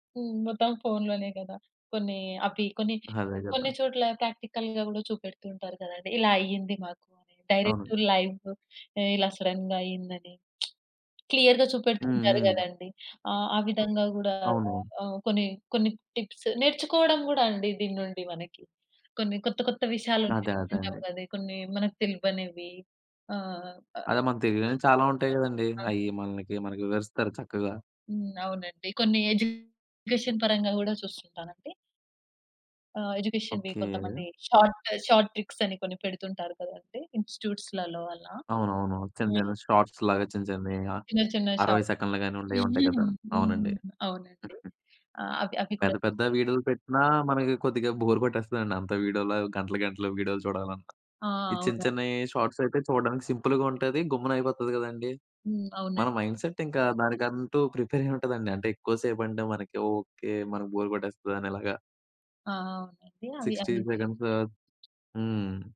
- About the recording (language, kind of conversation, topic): Telugu, podcast, మీరు సోషల్‌మీడియా ఇన్‌ఫ్లూఎన్సర్‌లను ఎందుకు అనుసరిస్తారు?
- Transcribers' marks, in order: in English: "ప్రాక్టికల్‌గా"; in English: "డైరెక్ట్ లైవ్"; in English: "సడెన్‌గా"; lip smack; in English: "క్లియర్‌గా"; in English: "టిప్స్"; in English: "ఎడ్యుకేషన్"; in English: "షార్ట్ షార్ట్ ట్రిక్స్"; other noise; in English: "షార్ట్స్‌లాగా"; in English: "షార్ట్"; unintelligible speech; chuckle; in English: "బోర్"; in English: "షార్ట్స్"; in English: "సింపుల్‌గా"; in English: "మైండ్‌సెట్"; in English: "ప్రిపేర్"; in English: "బోర్"; in English: "సిక్స్టీ సెకండ్స్"